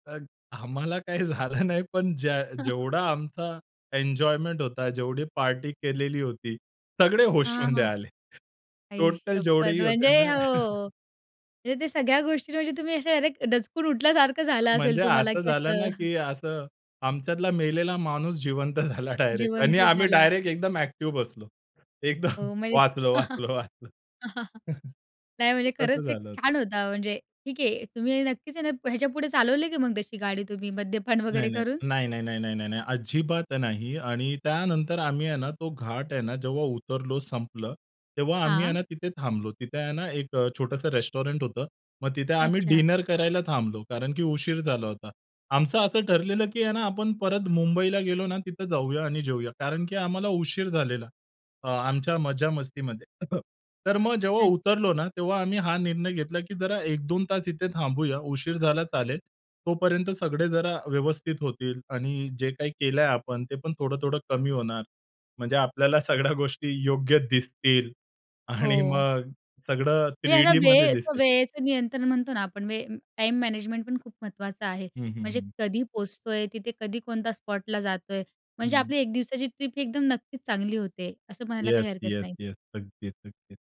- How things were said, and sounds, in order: laughing while speaking: "आम्हाला काही झालं नाही"; chuckle; in English: "टोटल"; chuckle; other background noise; chuckle; laughing while speaking: "जिवंत झाला डायरेक्ट"; chuckle; laughing while speaking: "एकदम, वाचलो, वाचलो, वाचलो"; chuckle; laughing while speaking: "मद्यपान वगैरे करून"; in English: "रेस्टॉरंट"; in English: "डिनर"; cough; laughing while speaking: "सगळ्या गोष्टी"; tapping; laughing while speaking: "आणि मग"
- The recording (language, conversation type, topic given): Marathi, podcast, एका दिवसाच्या सहलीची योजना तुम्ही कशी आखता?